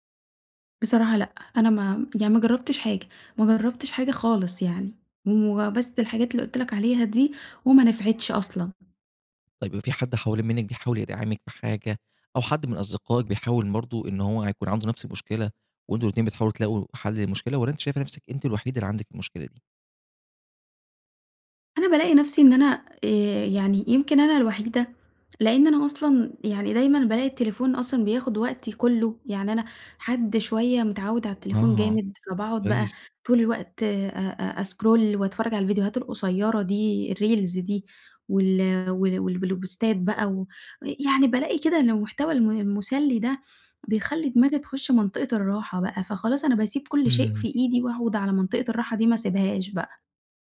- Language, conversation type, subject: Arabic, advice, إزاي بتتعامل مع التسويف وبتخلص شغلك في آخر لحظة؟
- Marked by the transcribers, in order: other background noise; in English: "أسكرول"; in English: "الReels"; in English: "بوستات"